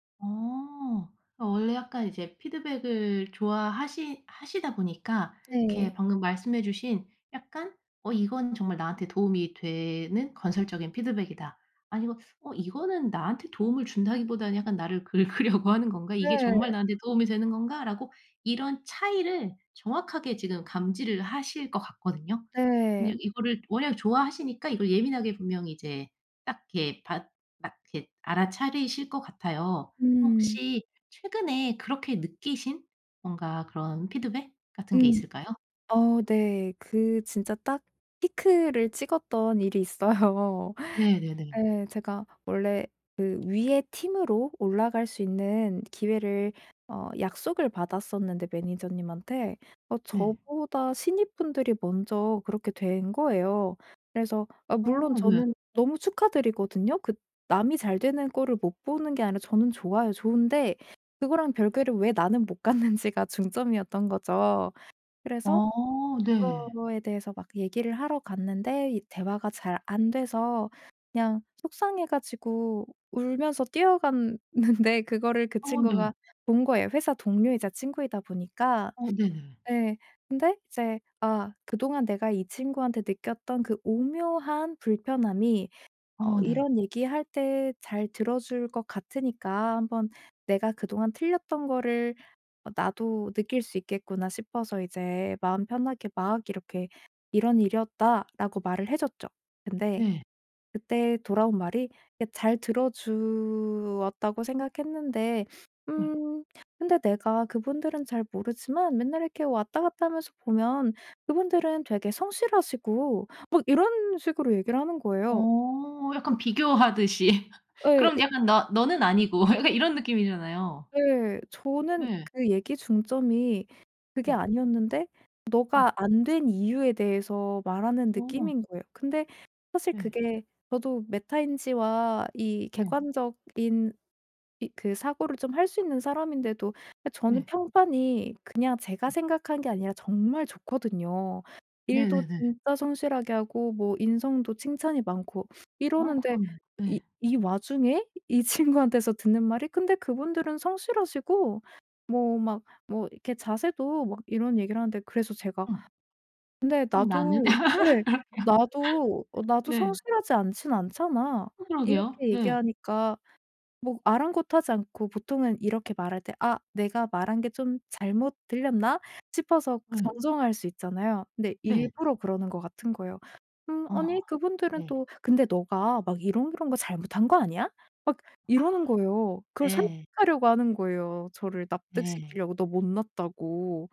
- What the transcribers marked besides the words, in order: laughing while speaking: "긁으려고"; other background noise; laughing while speaking: "있어요"; tapping; laughing while speaking: "갔는지가"; laughing while speaking: "뛰어갔는데"; laugh; laughing while speaking: "약간"; laughing while speaking: "친구한테서"; laugh
- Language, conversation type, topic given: Korean, advice, 건설적인 피드백과 파괴적인 비판은 어떻게 구별하나요?